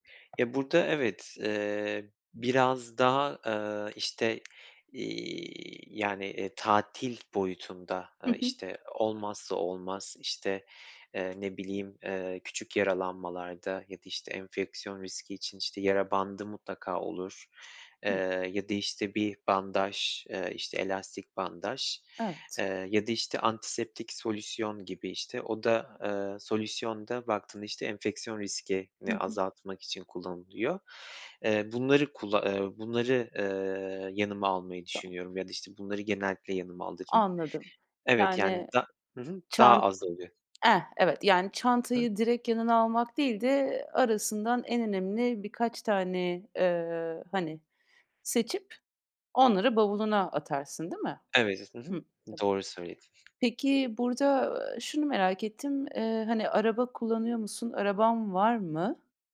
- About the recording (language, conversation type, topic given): Turkish, podcast, İlk yardım çantana neler koyarsın ve bunları neden seçersin?
- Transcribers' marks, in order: other background noise; tapping